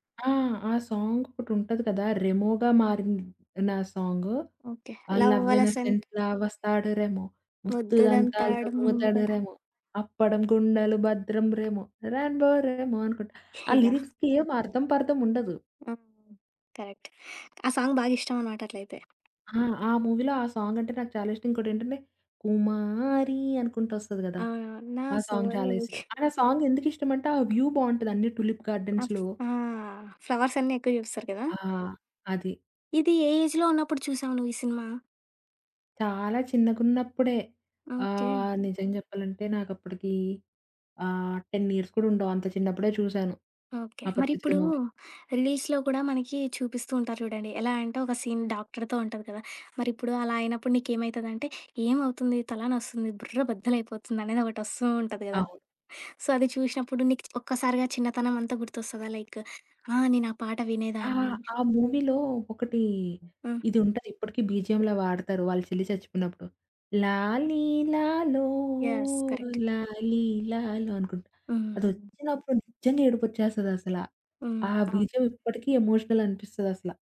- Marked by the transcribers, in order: in English: "సాంగ్"; singing: "లవ్ ఎలిఫెంట్ల వస్తాడు రేమో. ముద్దు … రెమో రాంబో రేమో"; other background noise; in English: "లిరిక్స్‌కి"; chuckle; in English: "కరెక్ట్"; in English: "సాంగ్"; tapping; in English: "మూవీలో"; in English: "సాంగ్"; in English: "సాంగ్"; in English: "అండ్"; in English: "సాంగ్"; in English: "వ్యూ"; in English: "టులిప్ గార్డెన్స్‌లో"; in English: "ఫ్లవర్స్"; in English: "ఏజ్‌లో"; in English: "టెన్ ఇయర్స్"; in English: "మూవీ"; in English: "రిలీజ్‌లో"; in English: "సీన్"; in English: "సో"; in English: "లైక్"; in English: "మూవీలో"; in English: "బీజీఎమ్‌లా"; singing: "లాలీలాలోలాలీలాలు"; in English: "యెస్. కరెక్ట్"; in English: "బీజిఎమ్"; in English: "ఎమోషనల్"
- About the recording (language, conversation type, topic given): Telugu, podcast, మీ చిన్నప్పటి జ్ఞాపకాలను వెంటనే గుర్తుకు తెచ్చే పాట ఏది, అది ఎందుకు గుర్తొస్తుంది?
- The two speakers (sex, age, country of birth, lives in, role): female, 20-24, India, India, guest; female, 25-29, India, India, host